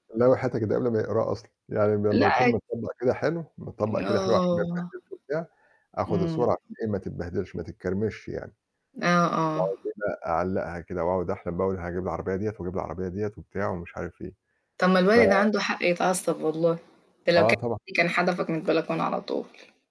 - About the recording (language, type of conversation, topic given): Arabic, unstructured, إزاي اتغيّرت طريقة متابعتنا للأخبار في السنين اللي فاتت؟
- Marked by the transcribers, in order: static; unintelligible speech